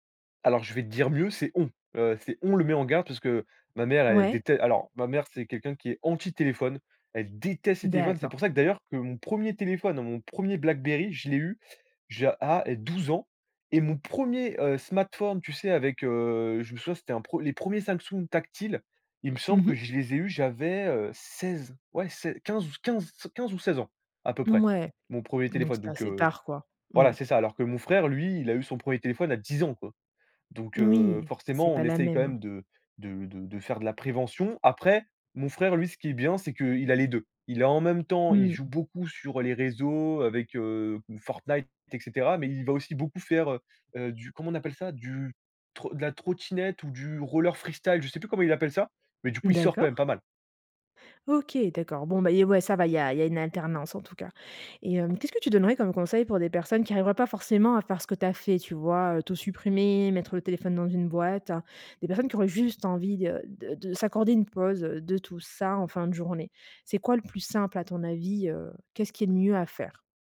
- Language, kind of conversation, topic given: French, podcast, Quelles astuces pour déconnecter vraiment après la journée ?
- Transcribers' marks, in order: stressed: "on"; stressed: "on"; other background noise